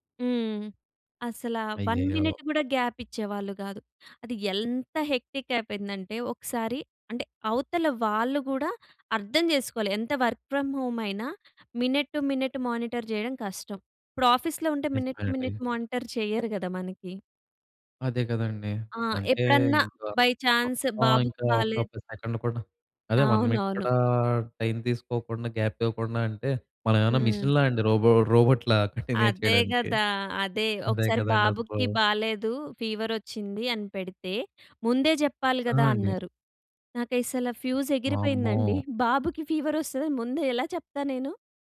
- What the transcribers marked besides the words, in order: in English: "వన్ మినిట్"; in English: "గ్యాప్"; in English: "హెక్టిక్"; in English: "వర్క్ ఫ్రమ్ హోమ్"; in English: "మినిట్ టు మినిట్ మానిటర్"; in English: "ఆఫీస్‌లో"; in English: "మినిట్ టు మినిట్ మానిటర్"; in English: "బై ఛాన్స్"; in English: "సెకండ్"; in English: "వన్ మినిట్"; in English: "గాప్"; other background noise; in English: "మిషన్‌లా"; in English: "రోబో రోబోట్‌లా కంటిన్యూ"; in English: "ఫీవర్"; in English: "ఫ్యూజ్"; in English: "ఫీవర్"
- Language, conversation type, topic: Telugu, podcast, ఒక ఉద్యోగం విడిచి వెళ్లాల్సిన సమయం వచ్చిందని మీరు గుర్తించడానికి సహాయపడే సంకేతాలు ఏమేమి?